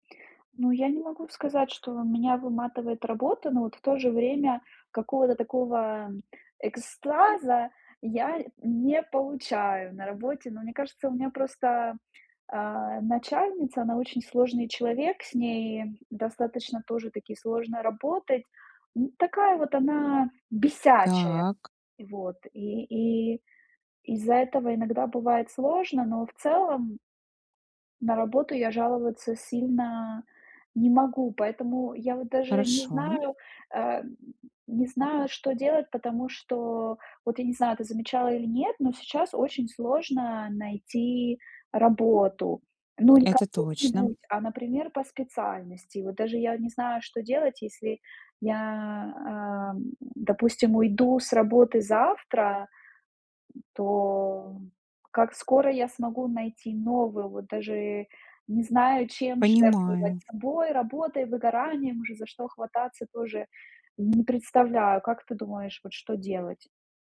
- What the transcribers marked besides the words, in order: stressed: "бесячая"
- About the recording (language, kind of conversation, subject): Russian, advice, Почему повседневная рутина кажется вам бессмысленной и однообразной?